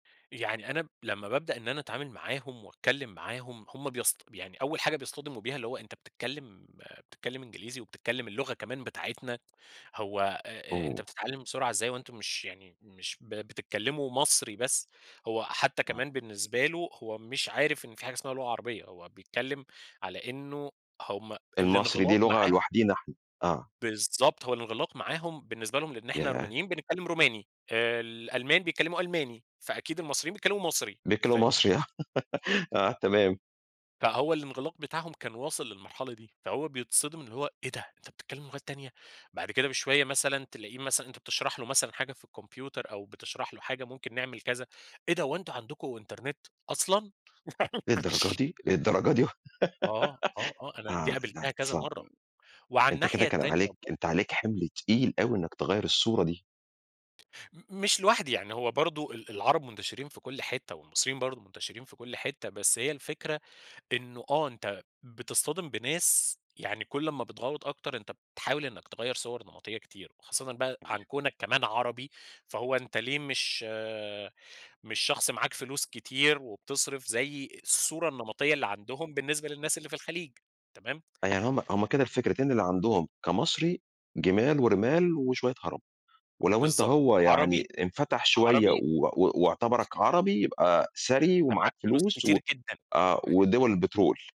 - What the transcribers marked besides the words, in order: tapping; laugh; laugh; unintelligible speech; giggle; chuckle
- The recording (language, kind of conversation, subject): Arabic, podcast, إزاي بتتعاملوا مع الصور النمطية عن ناس من ثقافتكم؟